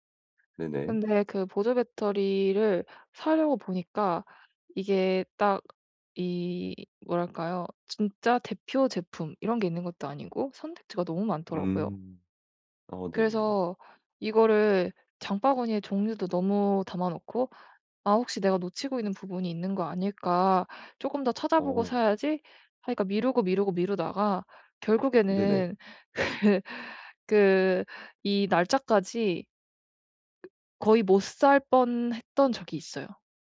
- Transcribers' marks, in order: tapping; laugh
- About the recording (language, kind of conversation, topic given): Korean, advice, 쇼핑할 때 결정을 미루지 않으려면 어떻게 해야 하나요?